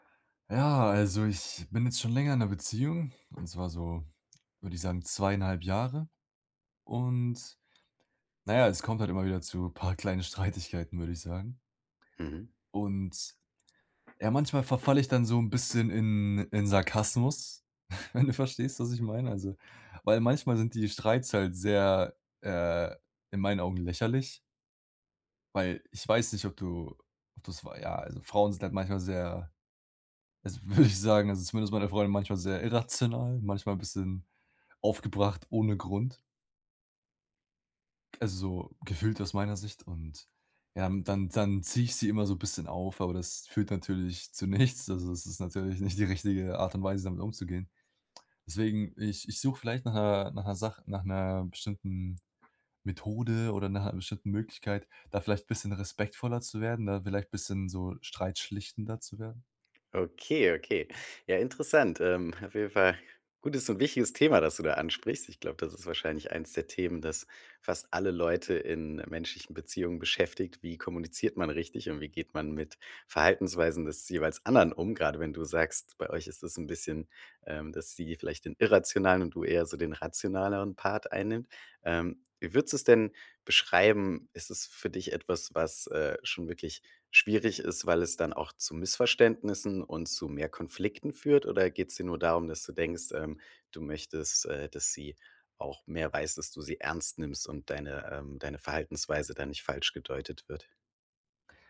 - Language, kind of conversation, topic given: German, advice, Wie kann ich während eines Streits in meiner Beziehung gesunde Grenzen setzen und dabei respektvoll bleiben?
- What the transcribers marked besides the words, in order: laughing while speaking: "paar kleinen Streitigkeiten"; other background noise; laughing while speaking: "Wenn du verstehst, was ich meine"; laughing while speaking: "würde ich sagen"; laughing while speaking: "irrational"; laughing while speaking: "zu nichts"; laughing while speaking: "nicht die richtige"